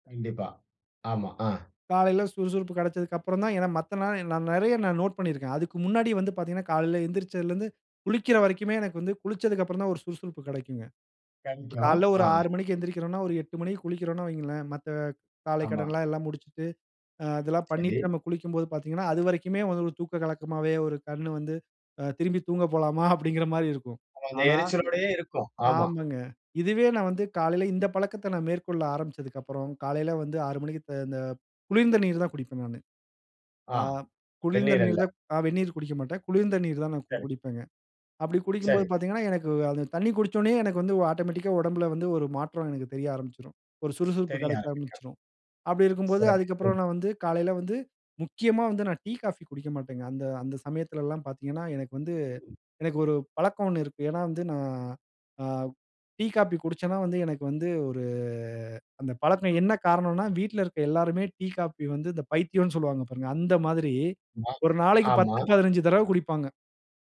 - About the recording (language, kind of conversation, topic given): Tamil, podcast, உங்கள் நாளை ஆரோக்கியமாகத் தொடங்க நீங்கள் என்ன செய்கிறீர்கள்?
- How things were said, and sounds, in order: none